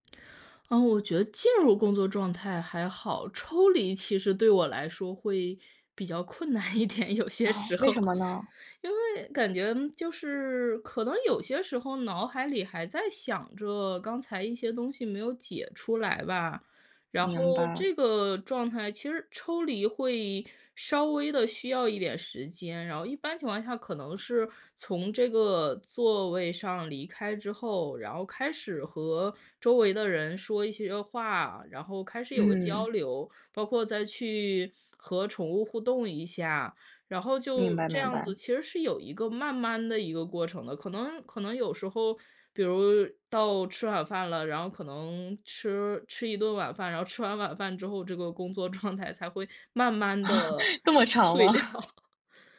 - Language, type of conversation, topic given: Chinese, podcast, 你会怎样布置家里的工作区，才能更利于专注？
- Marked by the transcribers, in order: laughing while speaking: "困难一点，有些时候"; laughing while speaking: "状态"; chuckle; laughing while speaking: "这么长吗？"; laughing while speaking: "退掉"